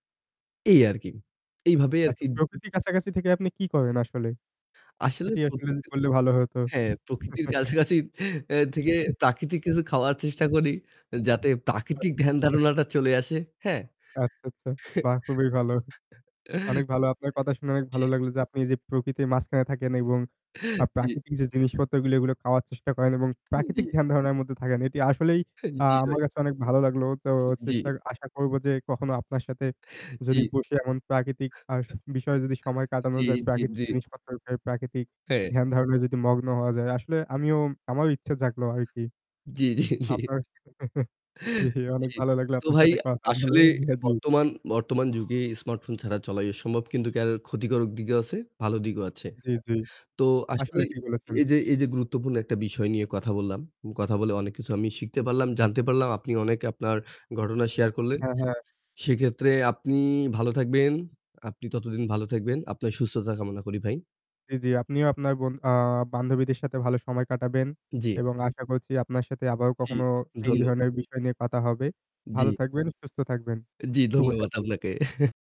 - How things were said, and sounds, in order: laughing while speaking: "প্রকৃতির কাছাকাছি থেকে প্রাকৃতিক কিছু … ধারণাটা চলে আসে"; chuckle; laughing while speaking: "আচ্ছা"; static; chuckle; laughing while speaking: "জি"; laughing while speaking: "হু, জি, ভাই"; laughing while speaking: "জি, জি, জি"; laughing while speaking: "জি, জি, জি"; laughing while speaking: "আপনার জি, অনেক ভালো লাগলো আপনার সাথে কথা বলে। হ্যাঁ, জি"; unintelligible speech; laughing while speaking: "জি, ধন্যবাদ আপনাকে"
- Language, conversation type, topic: Bengali, unstructured, স্মার্টফোন ছাড়া জীবন কেমন কাটবে বলে আপনি মনে করেন?
- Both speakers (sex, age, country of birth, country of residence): male, 20-24, Bangladesh, Bangladesh; male, 20-24, Bangladesh, Bangladesh